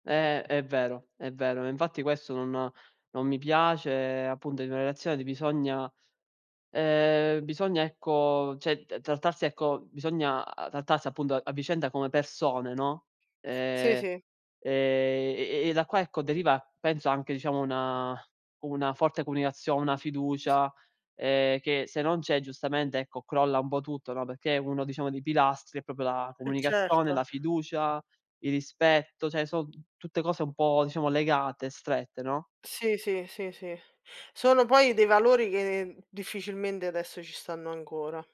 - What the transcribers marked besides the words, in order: "cioè" said as "ceh"; drawn out: "e"; other background noise; tapping; "proprio" said as "propio"; "cioè" said as "ceh"
- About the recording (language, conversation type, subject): Italian, unstructured, Come definiresti una relazione felice?